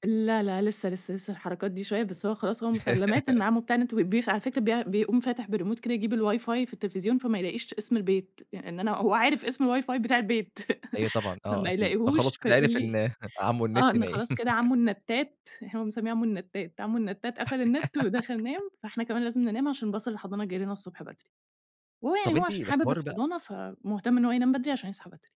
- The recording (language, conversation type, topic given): Arabic, podcast, إيه الروتين اللي بتعملوه قبل ما الأطفال يناموا؟
- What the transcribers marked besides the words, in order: laugh; in English: "الWIFI"; in English: "الWIFI"; laugh; laugh; laugh; in English: "باص"